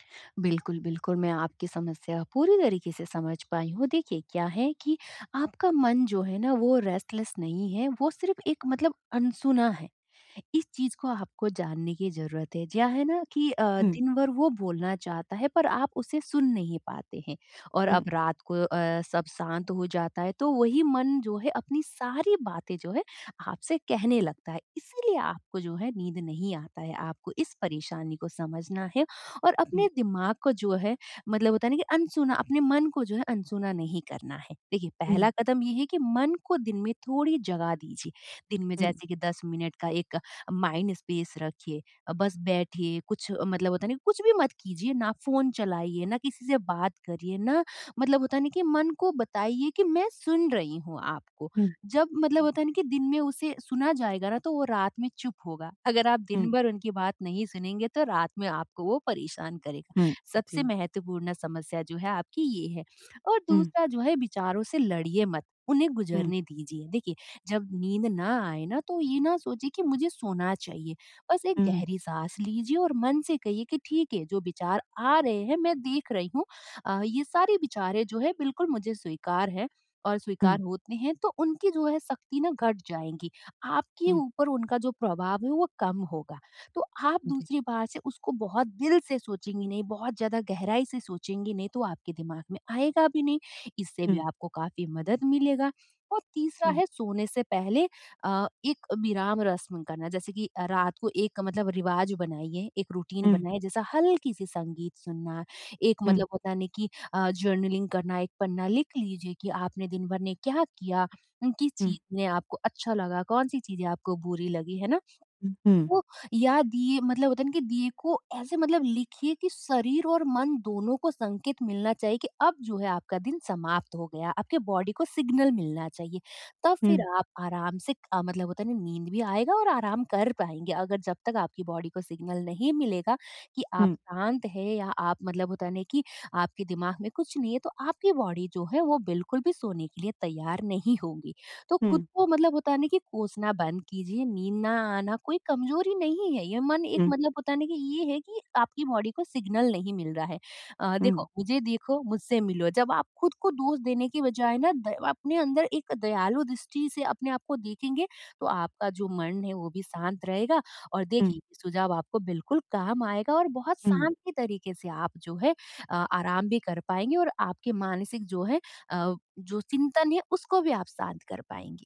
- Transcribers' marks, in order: in English: "रेस्टलेस"; in English: "माइंड स्पेस"; in English: "रूटीन"; in English: "जर्नलिंग"; in English: "बॉडी"; in English: "सिग्नल"; in English: "बॉडी"; in English: "सिग्नल"; in English: "बॉडी"; in English: "बॉडी"; in English: "सिग्नल"
- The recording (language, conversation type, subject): Hindi, advice, आराम और मानसिक ताज़गी